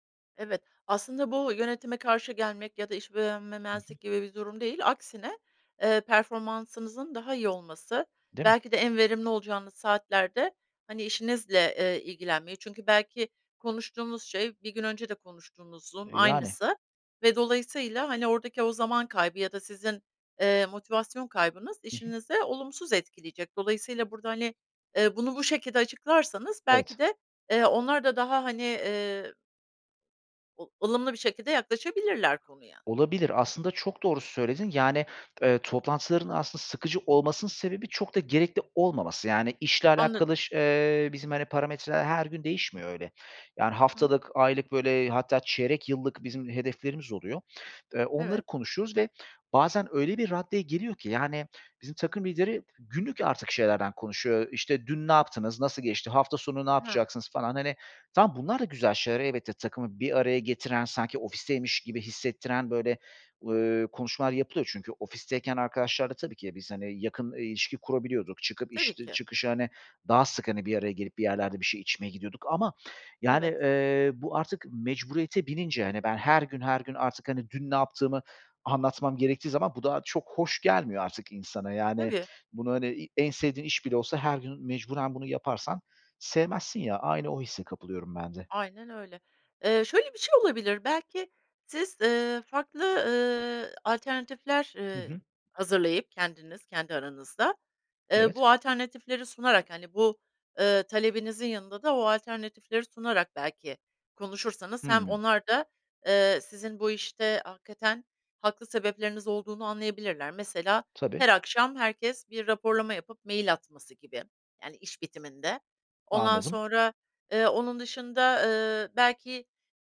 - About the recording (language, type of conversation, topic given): Turkish, advice, Uzaktan çalışmaya başlayınca zaman yönetimi ve iş-özel hayat sınırlarına nasıl uyum sağlıyorsunuz?
- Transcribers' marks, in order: other background noise; tapping